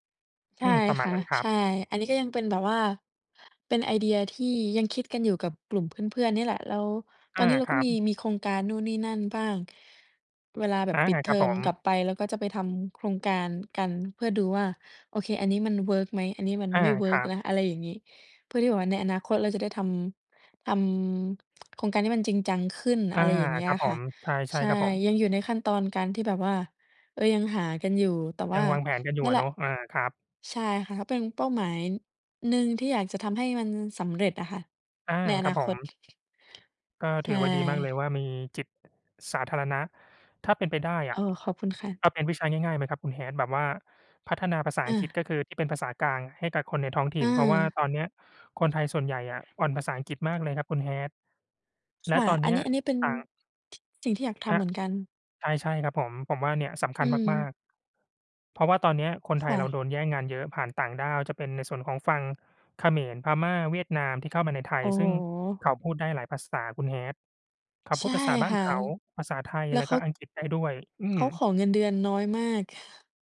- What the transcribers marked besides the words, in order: tapping; chuckle
- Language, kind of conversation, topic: Thai, unstructured, คุณอยากทำอะไรให้สำเร็จที่สุดในชีวิต?